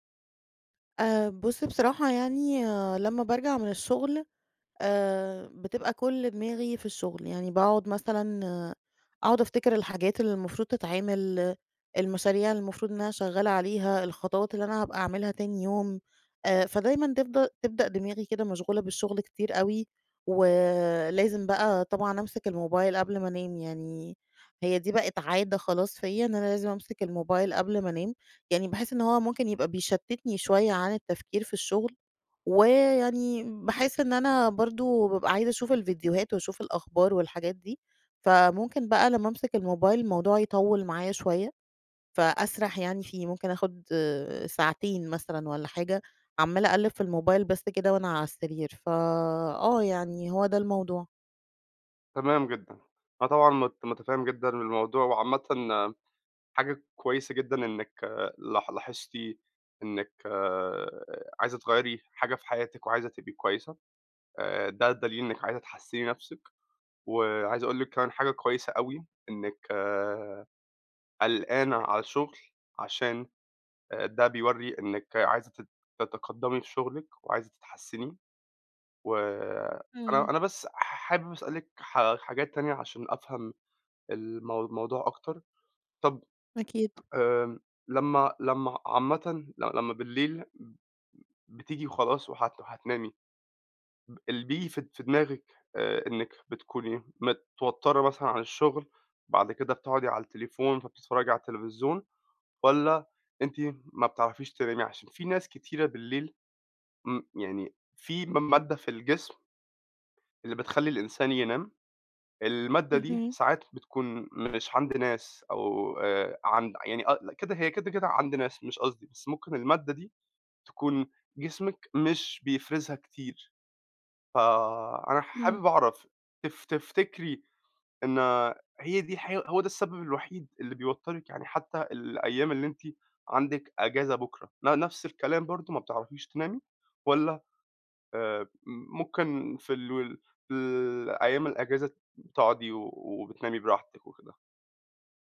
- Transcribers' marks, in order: tapping
- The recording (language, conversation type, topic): Arabic, advice, إزاي أقدر أبني روتين ليلي ثابت يخلّيني أنام أحسن؟